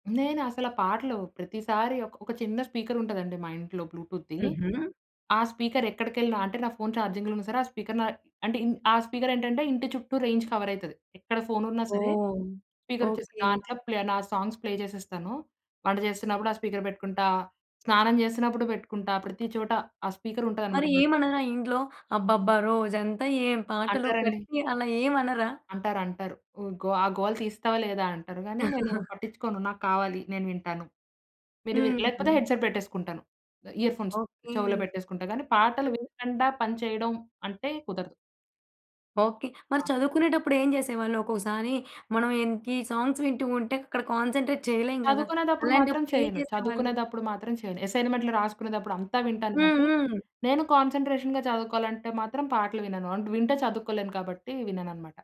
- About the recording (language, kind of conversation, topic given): Telugu, podcast, కొత్త పాటలను సాధారణంగా మీరు ఎక్కడ నుంచి కనుగొంటారు?
- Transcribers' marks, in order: in English: "బ్లూటూత్‌ద్ది"; in English: "స్పీకర్"; in English: "ఛార్జింగ్‌లో"; in English: "స్పీకర్"; in English: "రేంజ్"; in English: "స్పీకర్"; in English: "ప్లే"; in English: "సాంగ్స్ ప్లే"; in English: "స్పీకర్"; in English: "స్పీకర్"; chuckle; in English: "హెడ్సెట్"; in English: "ఇయర్‌ఫోన్స్"; in English: "సో"; in English: "సాంగ్స్"; in English: "కాన్సంట్రేట్"; in English: "అసైన్‌మెంట్లు"; in English: "కాన్సంట్రేషన్‌గా"